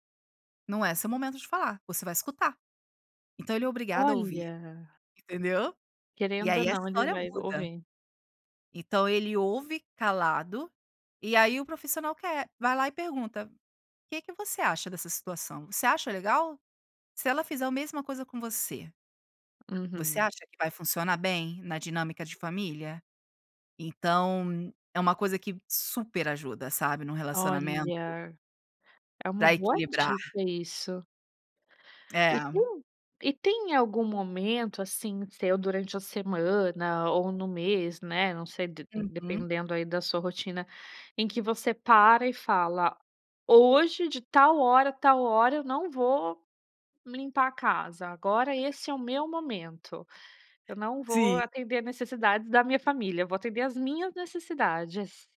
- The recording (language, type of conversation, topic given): Portuguese, podcast, Como equilibrar trabalho e vida familiar sem culpa?
- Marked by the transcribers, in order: other noise